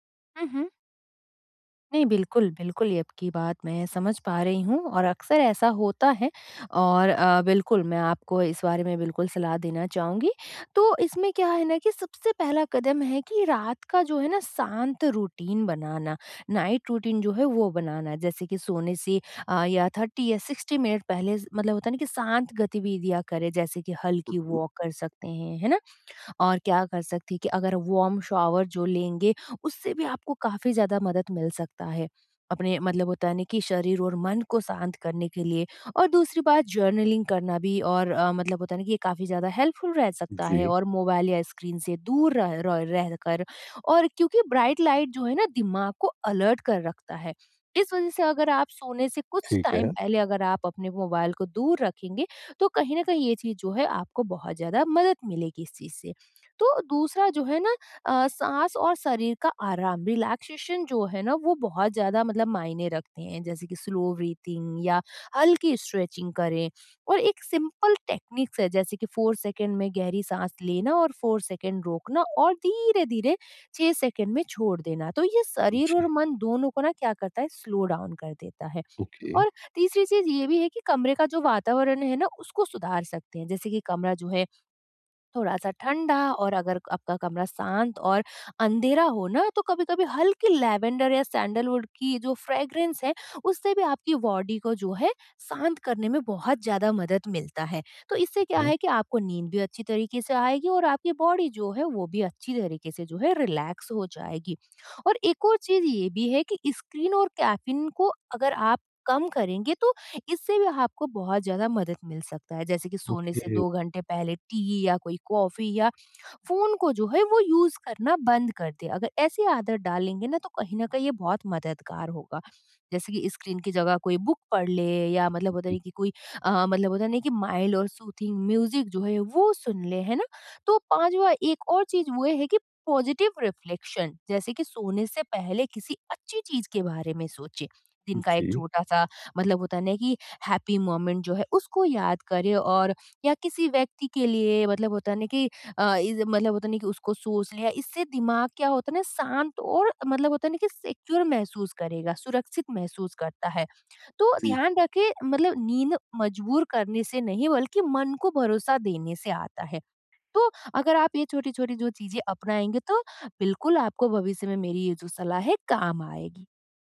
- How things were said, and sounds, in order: in English: "रूटीन"; in English: "नाइट रूटीन"; in English: "थर्टी"; in English: "सिक्सटी"; in English: "वॉक"; in English: "वॉर्म शावर"; in English: "जर्नलिंग"; in English: "हेल्पफुल"; in English: "ब्राइट लाइट"; in English: "अलर्ट"; in English: "टाइम"; in English: "रिलैक्सेशन"; in English: "स्लो ब्रीथिंग"; in English: "स्ट्रेचिंग"; in English: "सिंपल टेक्निक्स"; in English: "फोर"; in English: "फोर"; in English: "स्लो डाउन"; in English: "ओके"; in English: "सैंडलवुड"; in English: "फ्रेगरेंस"; in English: "बॉडी"; in English: "बॉडी"; in English: "रिलैक्स"; in English: "ओके"; in English: "टी"; in English: "यूज़"; in English: "बुक"; in English: "माइल्ड"; in English: "सूथिंग म्यूजिक"; in English: "पॉज़िटिव रिफ्लेक्शन"; in English: "हैप्पी मोमेंट"; in English: "सिक्योर"
- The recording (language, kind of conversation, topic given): Hindi, advice, सोने से पहले बेहतर नींद के लिए मैं शरीर और मन को कैसे शांत करूँ?